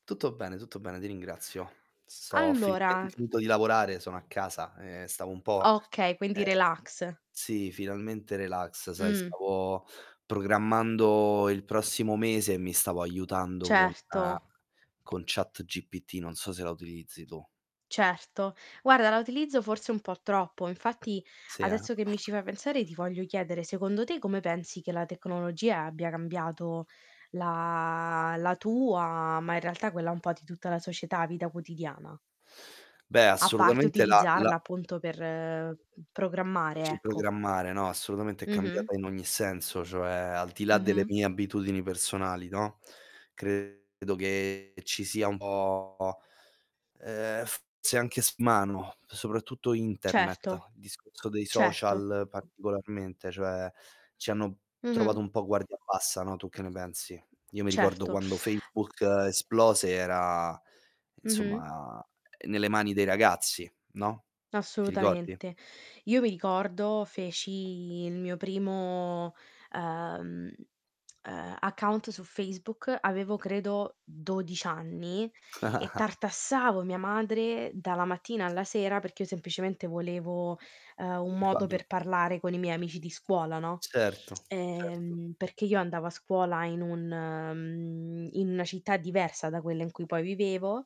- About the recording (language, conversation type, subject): Italian, unstructured, Come pensi che la tecnologia abbia cambiato la nostra vita quotidiana?
- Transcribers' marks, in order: static; other background noise; distorted speech; tapping; drawn out: "la"; other noise; unintelligible speech; unintelligible speech; chuckle; unintelligible speech